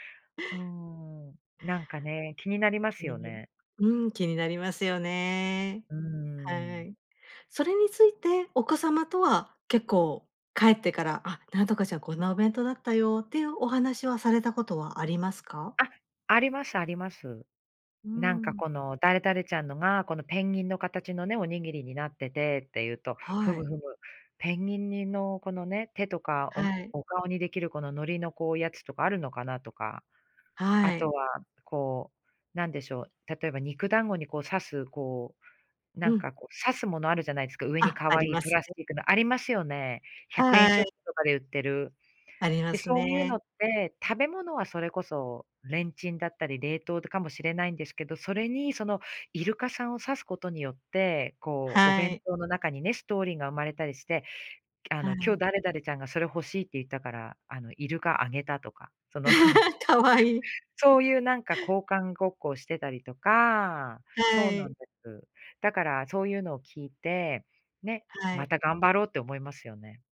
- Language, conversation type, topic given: Japanese, podcast, お弁当作りのコツはありますか？
- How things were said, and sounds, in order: other noise; laugh; laugh